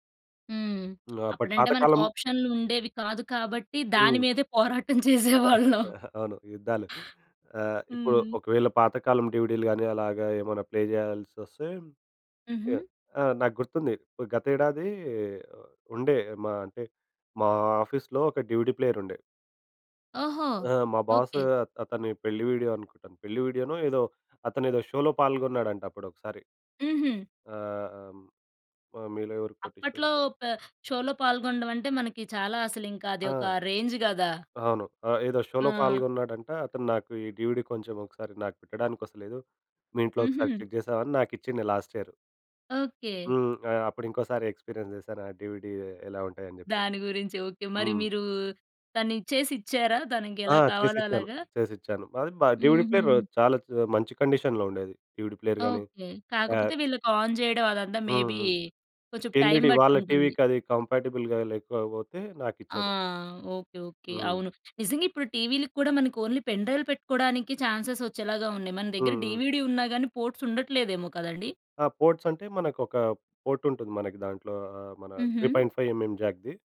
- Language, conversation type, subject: Telugu, podcast, వీడియో కాసెట్‌లు లేదా డీవీడీలు ఉన్న రోజుల్లో మీకు ఎలాంటి అనుభవాలు గుర్తొస్తాయి?
- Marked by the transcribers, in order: other background noise; in English: "ఆప్షన్‌లు"; laughing while speaking: "పోరాటం చేసేవాళ్ళం"; chuckle; in English: "డీవీడీ‌లు"; in English: "ప్లే"; in English: "డీవీడీ ప్లేయర్"; in English: "బాస్"; in English: "వీడియో"; in English: "వీడియో‌నో"; in English: "షోలో"; in English: "షోలో"; in English: "రేంజ్"; in English: "షోలో"; in English: "డీవీడీ"; in English: "చెక్"; in English: "లాస్ట్ యియర్"; in English: "ఎక్స్‌పీరియన్స్"; in English: "డీవీడీ"; in English: "డీవీడీ ప్లేయర్"; in English: "కండిషన్‌లో"; in English: "డీవీడీ ప్లేయర్"; in English: "ఆన్"; in English: "మేబీ"; in English: "ఎల్ఇడి"; in English: "కంపాటిబుల్‌గా"; in English: "చాన్స్‌స్"; in English: "డీవీడీ"; in English: "పోర్ట్స్"; in English: "పోర్ట్స్"; in English: "పోర్ట్"; in English: "త్రీ పాయింట్ ఫైవ్ ఎంఎం జాక్‌ది"